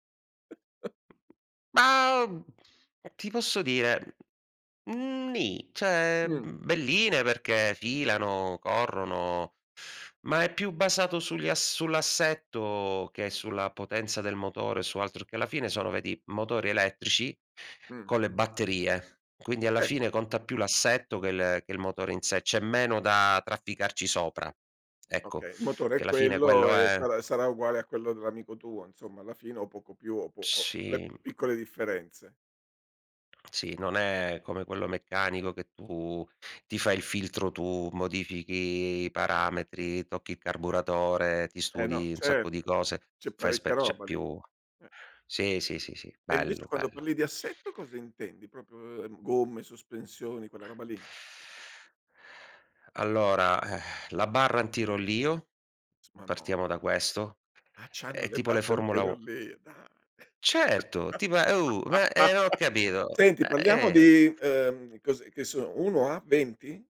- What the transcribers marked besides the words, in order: chuckle; tapping; drawn out: "ni"; "cioè" said as "ceh"; other background noise; drawn out: "Sì"; drawn out: "modifichi"; "Proprio" said as "propio"; exhale; laugh; other noise; "parliamo" said as "palliamo"
- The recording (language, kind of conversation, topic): Italian, podcast, C’è un piccolo progetto che consiglieresti a chi è alle prime armi?